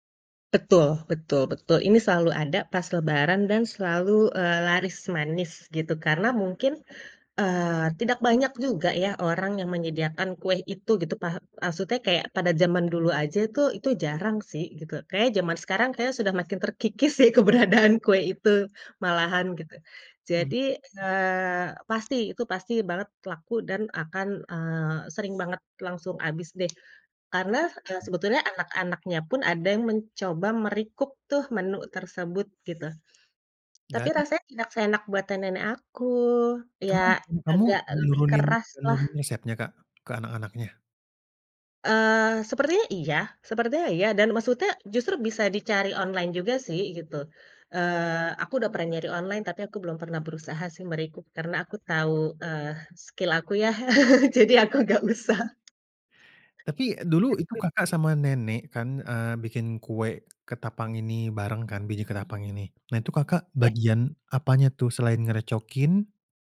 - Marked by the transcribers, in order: other street noise; laughing while speaking: "deh keberadaan"; other background noise; tapping; in English: "me-recook"; in English: "me-recook"; in English: "skill"; chuckle; laughing while speaking: "jadi aku nggak usah"
- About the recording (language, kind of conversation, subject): Indonesian, podcast, Ceritakan pengalaman memasak bersama nenek atau kakek dan apakah ada ritual yang berkesan?